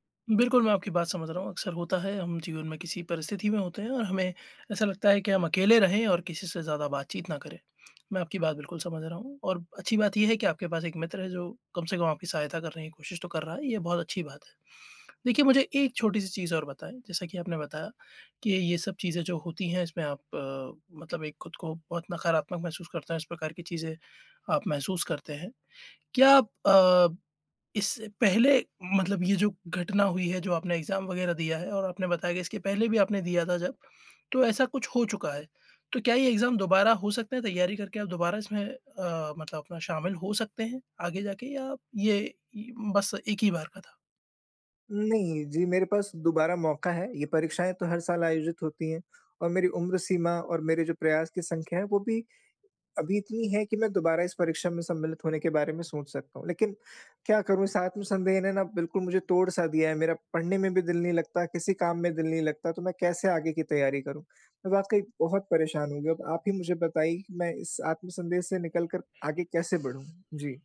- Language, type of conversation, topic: Hindi, advice, आत्म-संदेह से निपटना और आगे बढ़ना
- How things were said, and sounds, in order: in English: "एक्ज़ाम"; in English: "एक्ज़ाम"; other background noise